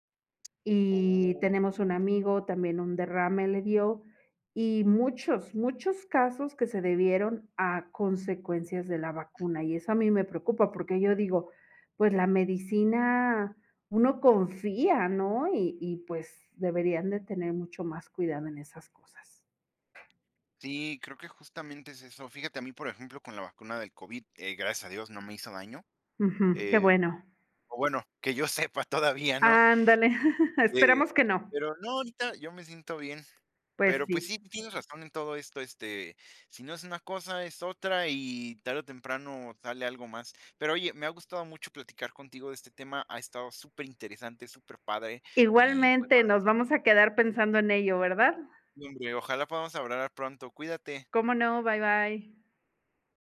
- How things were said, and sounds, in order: tapping; chuckle
- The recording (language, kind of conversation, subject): Spanish, unstructured, ¿Cómo ha cambiado la vida con el avance de la medicina?
- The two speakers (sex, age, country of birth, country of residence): female, 20-24, Mexico, Mexico; female, 45-49, Mexico, Mexico